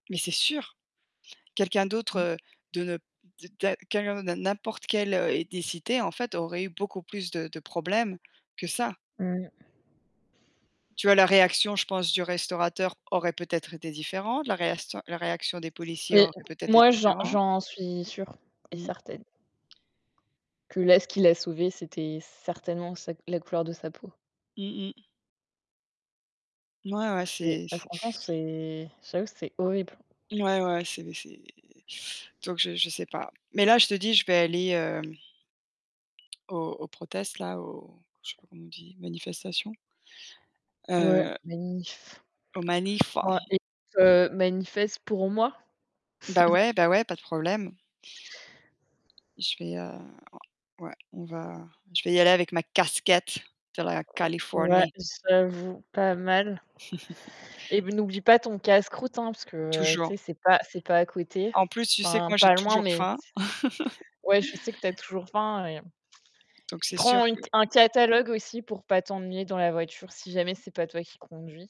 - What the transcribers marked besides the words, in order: other background noise; distorted speech; tapping; static; in English: "protest"; put-on voice: "manifs"; laugh; put-on voice: "casquette de la Californie"; laugh; laugh
- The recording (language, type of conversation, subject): French, unstructured, Comment peut-on lutter contre le racisme au quotidien ?
- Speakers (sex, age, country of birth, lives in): female, 25-29, France, France; female, 40-44, France, United States